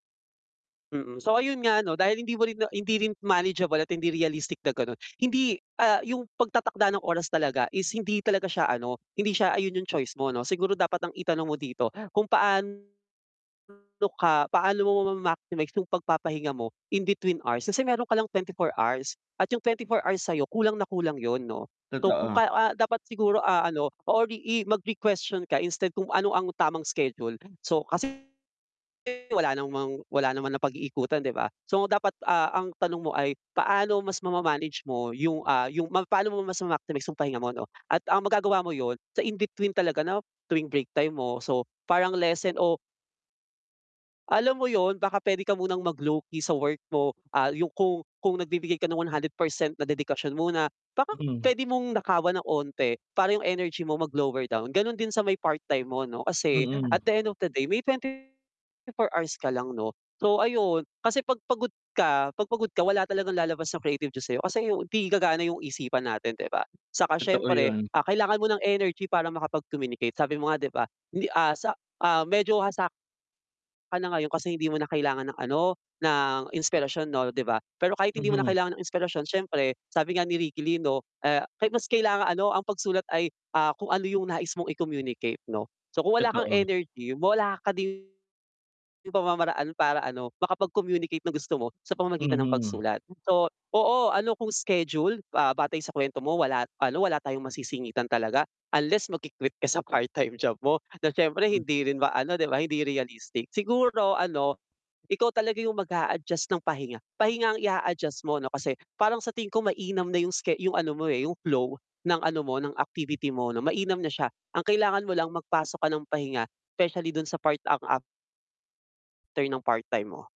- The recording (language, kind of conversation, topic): Filipino, advice, Paano ko masisiguro na may nakalaang oras ako para sa paglikha?
- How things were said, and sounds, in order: distorted speech; tapping; static; chuckle